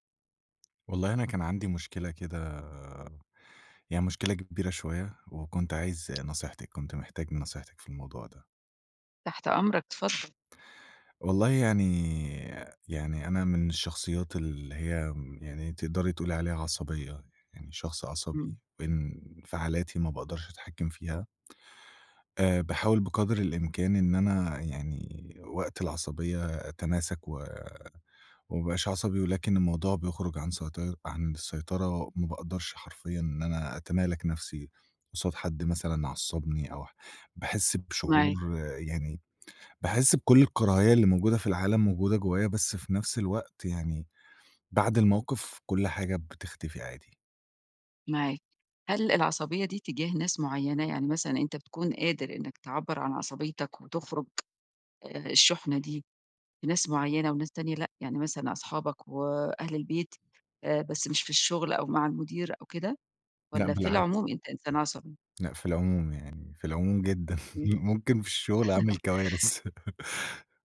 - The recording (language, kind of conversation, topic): Arabic, advice, إزاي أقدر أغيّر عادة انفعالية مدمّرة وأنا حاسس إني مش لاقي أدوات أتحكّم بيها؟
- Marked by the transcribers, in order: tapping; other background noise; other noise; laughing while speaking: "جدًا"; chuckle